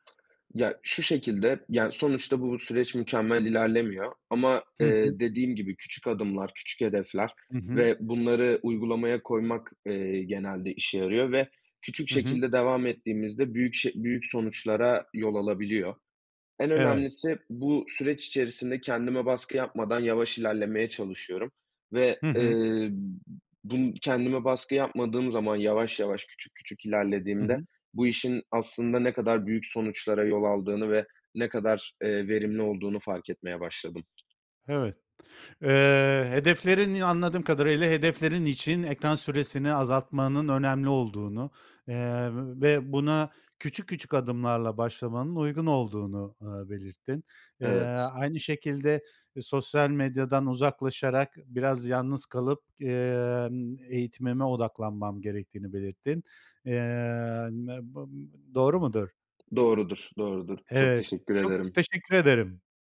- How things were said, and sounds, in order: other background noise; other noise; tapping; unintelligible speech
- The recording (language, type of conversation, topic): Turkish, podcast, Ekran süresini azaltmak için ne yapıyorsun?